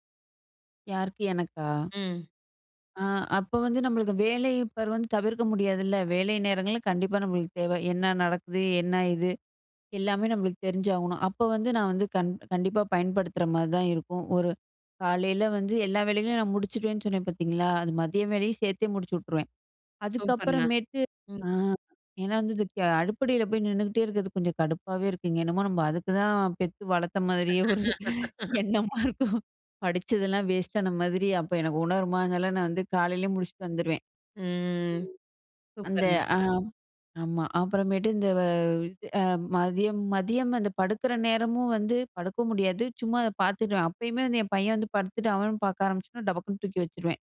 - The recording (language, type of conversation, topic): Tamil, podcast, உங்கள் தினசரி திரை நேரத்தை நீங்கள் எப்படி நிர்வகிக்கிறீர்கள்?
- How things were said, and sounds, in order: other background noise; laugh; laughing while speaking: "ஒரு எண்ணமா இருக்கும்"